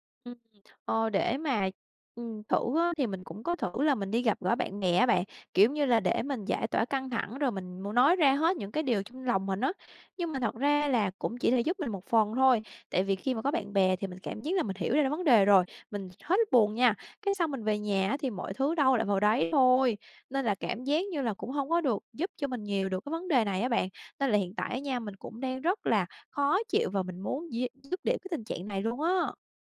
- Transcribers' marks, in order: other background noise; tapping
- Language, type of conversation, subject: Vietnamese, advice, Làm sao để ngừng nghĩ về người cũ sau khi vừa chia tay?